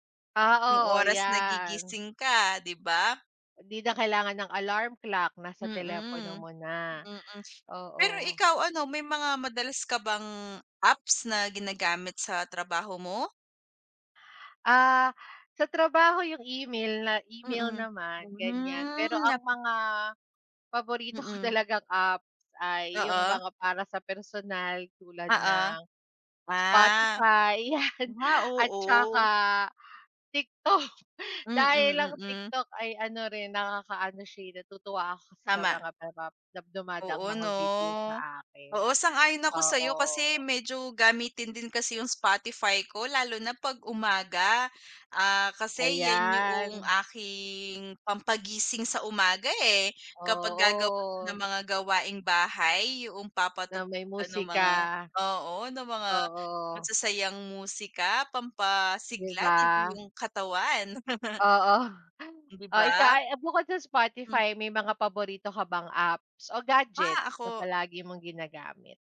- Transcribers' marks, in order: chuckle; chuckle
- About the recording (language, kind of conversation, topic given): Filipino, unstructured, Paano mo ginagamit ang teknolohiya sa pang-araw-araw mong buhay?
- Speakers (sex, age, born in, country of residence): female, 25-29, Philippines, Philippines; female, 35-39, Philippines, Philippines